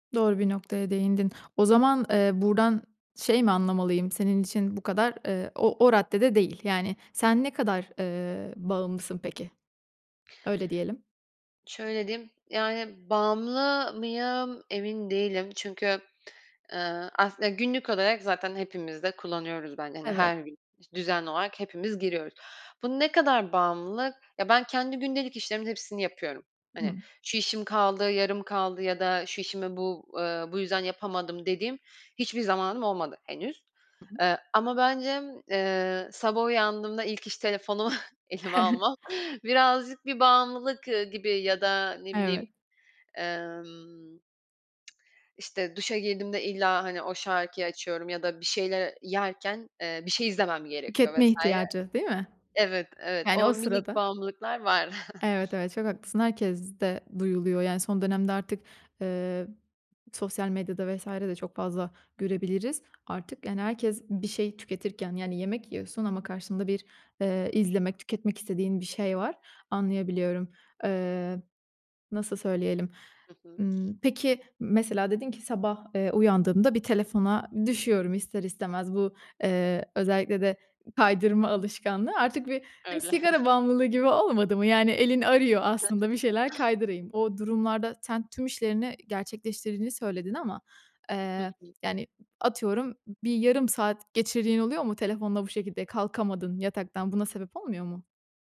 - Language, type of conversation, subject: Turkish, podcast, Başkalarının ne düşündüğü özgüvenini nasıl etkiler?
- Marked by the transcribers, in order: other background noise; chuckle; laughing while speaking: "telefonumu"; chuckle; tsk; chuckle; chuckle; chuckle